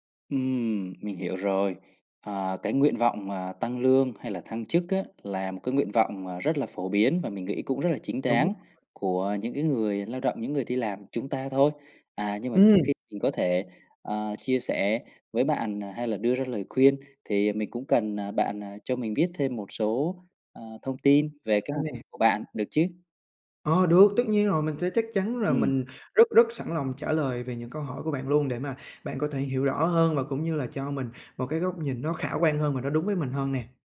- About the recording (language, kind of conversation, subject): Vietnamese, advice, Làm thế nào để xin tăng lương hoặc thăng chức với sếp?
- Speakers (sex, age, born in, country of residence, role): male, 20-24, Vietnam, Vietnam, user; male, 30-34, Vietnam, Vietnam, advisor
- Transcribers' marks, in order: tapping